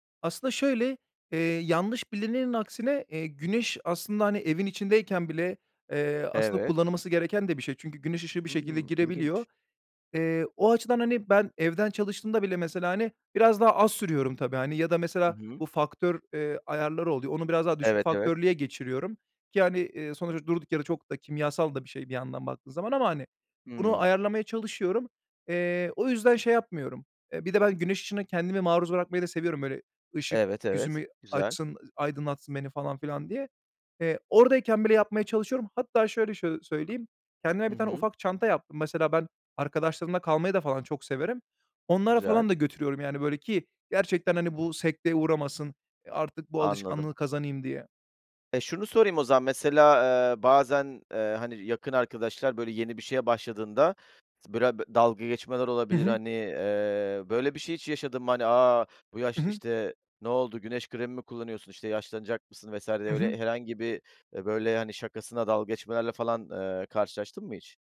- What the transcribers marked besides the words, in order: tapping
- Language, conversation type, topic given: Turkish, podcast, Yeni bir şeye başlamak isteyenlere ne önerirsiniz?